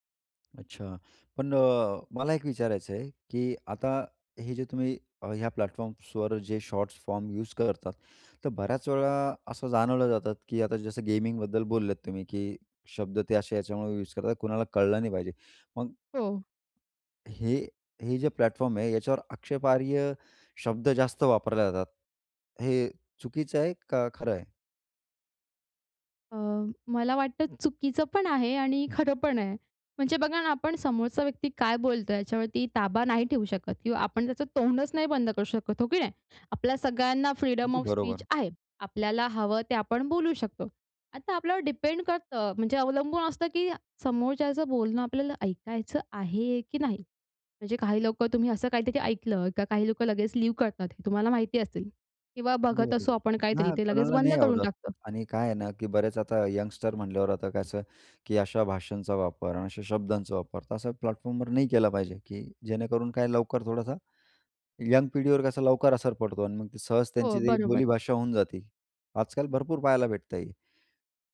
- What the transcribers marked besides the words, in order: in English: "प्लॅटफॉर्म्सवर"; in English: "प्लॅटफॉर्म"; in English: "फ्रीडम ऑफ स्पीच"; in English: "प्लॅटफॉर्मवर"; other background noise
- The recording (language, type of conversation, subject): Marathi, podcast, तरुणांची ऑनलाइन भाषा कशी वेगळी आहे?